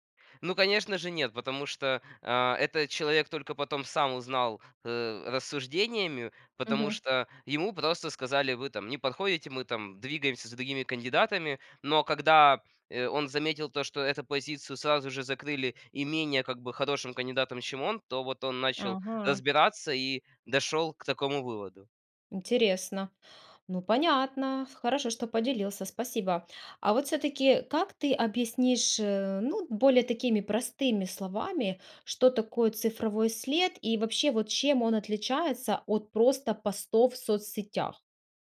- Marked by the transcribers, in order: none
- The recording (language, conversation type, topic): Russian, podcast, Что важно помнить о цифровом следе и его долговечности?